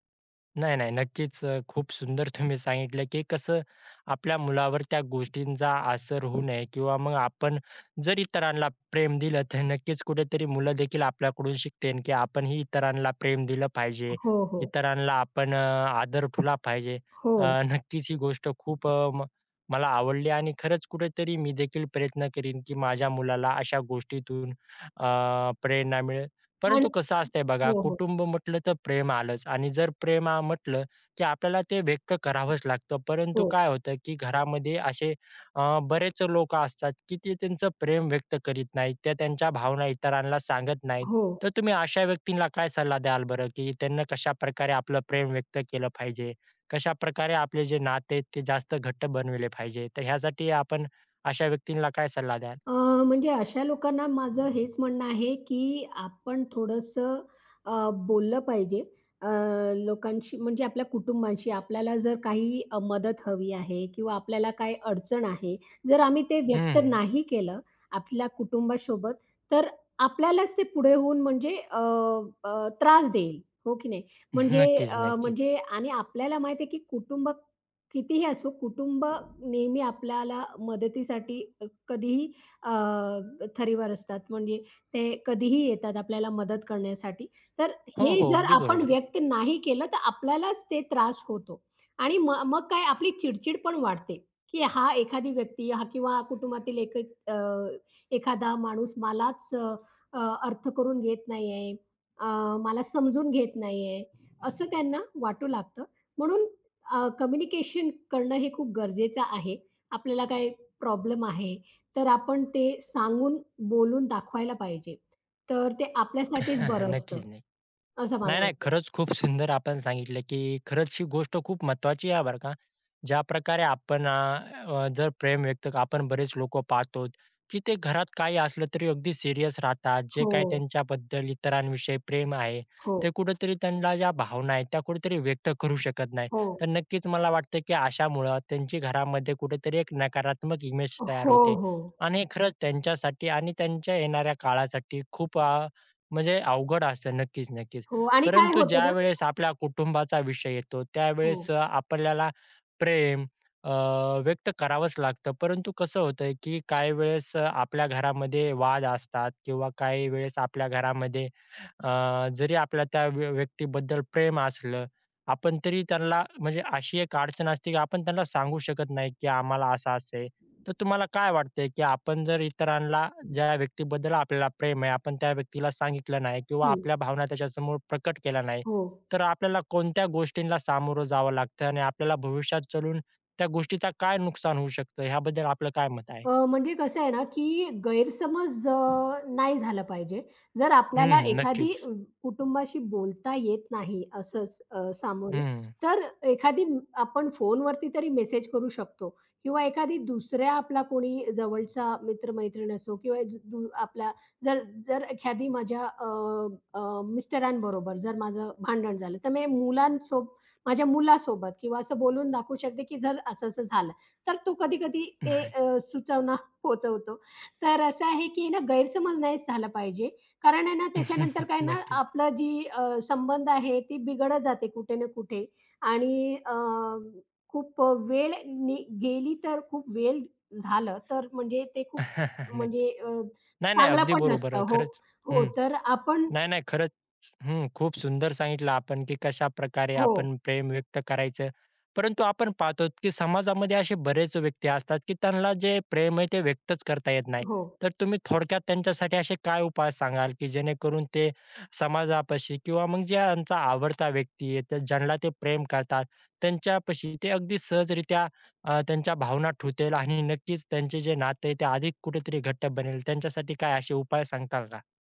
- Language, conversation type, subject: Marathi, podcast, कुटुंबात तुम्ही प्रेम कसे व्यक्त करता?
- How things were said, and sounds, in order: laughing while speaking: "तुम्ही सांगितलं"; tapping; "ठेवला" said as "ठुला"; laughing while speaking: "नक्कीच"; other background noise; laughing while speaking: "नक्कीच, नक्कीच"; background speech; chuckle; chuckle; laughing while speaking: "ते अ, सुचवना पोहचवतो"; laughing while speaking: "नक्कीच"; chuckle; laughing while speaking: "नक्की"; "ठेवतील" said as "ठुतिल"; "सांगाल" said as "सांगताल"